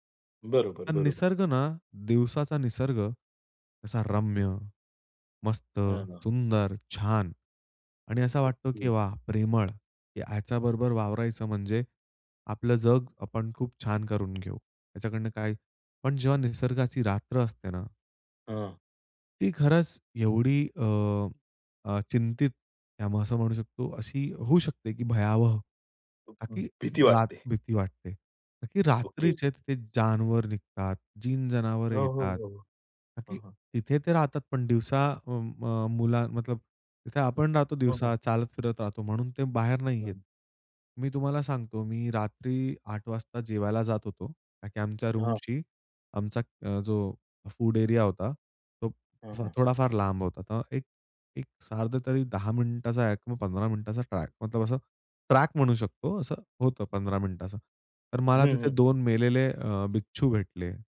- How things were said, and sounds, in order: tapping; other noise; in English: "रूमशी"
- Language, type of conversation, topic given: Marathi, podcast, निसर्गाचा कोणता अनुभव तुम्हाला सर्वात जास्त विस्मयात टाकतो?